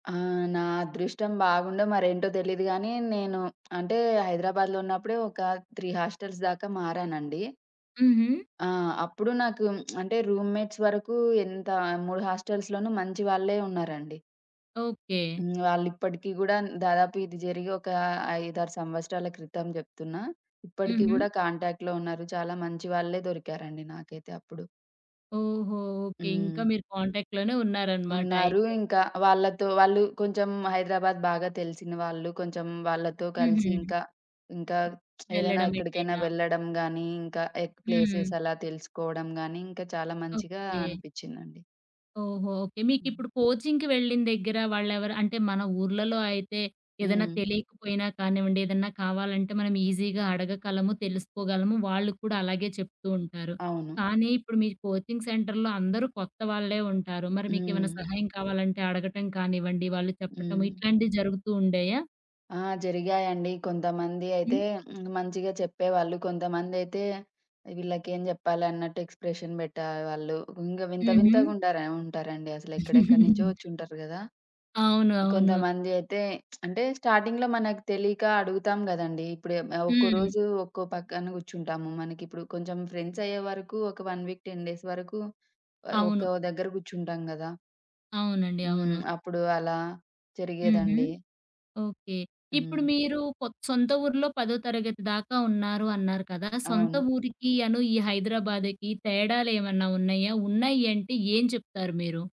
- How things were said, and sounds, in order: other background noise; in English: "త్రీ హాస్టల్స్"; lip smack; in English: "రూమ్మేట్స్"; in English: "హాస్టల్స్‌లోనూ"; in English: "కాంటాక్ట్‌లో"; in English: "కాంటాక్ట్‌లోనే"; lip smack; in English: "ప్లేసెస్"; in English: "కోచింగ్‌కి"; in English: "ఈజీగా"; in English: "కోచింగ్ సెంటర్‌లో"; in English: "ఎక్స్‌ప్రెషన్"; giggle; lip smack; in English: "స్టార్టింగ్‌లో"; in English: "ఫ్రెండ్స్"; in English: "వన్ వీక్, టెన్ డేస్"
- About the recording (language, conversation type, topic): Telugu, podcast, కొత్త ఊరికి వెళ్లిన తర్వాత మీ జీవితం ఎలా మారిందో చెప్పగలరా?